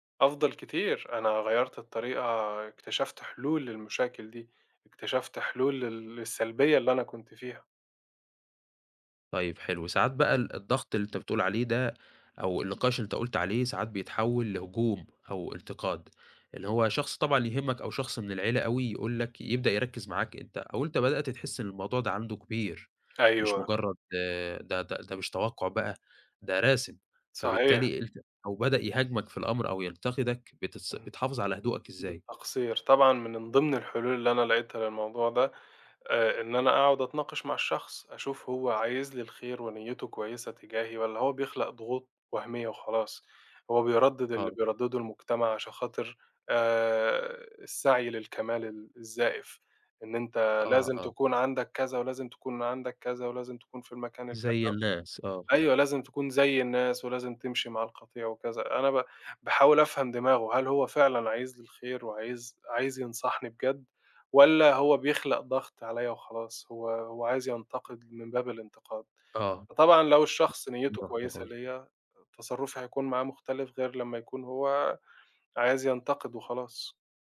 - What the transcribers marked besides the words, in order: unintelligible speech; tapping
- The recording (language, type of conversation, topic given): Arabic, podcast, إزاي بتتعامل مع ضغط توقعات الناس منك؟